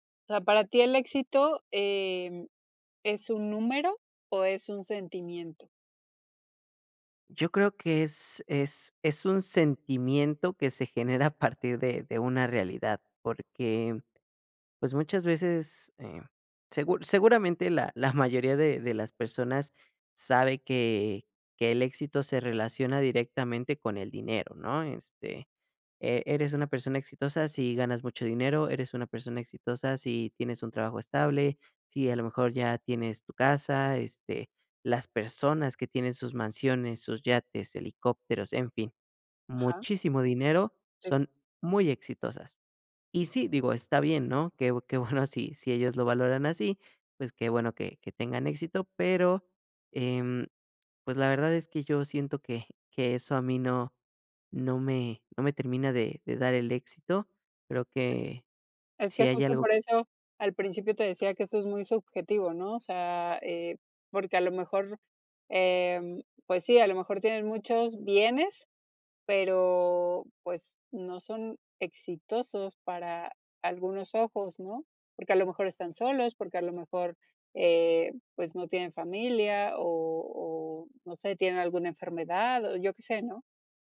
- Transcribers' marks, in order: other background noise
- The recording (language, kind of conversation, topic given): Spanish, podcast, ¿Qué significa para ti tener éxito?